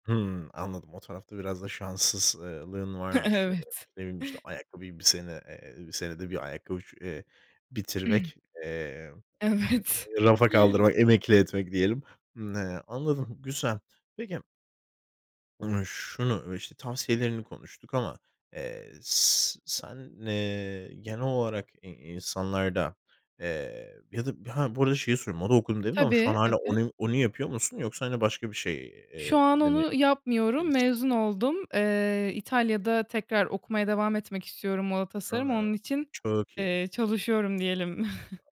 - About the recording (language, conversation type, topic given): Turkish, podcast, Kıyafetlerinin bir hikâyesi var mı, paylaşır mısın?
- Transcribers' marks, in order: chuckle; laughing while speaking: "Evet"; throat clearing; laughing while speaking: "Evet"; tapping; chuckle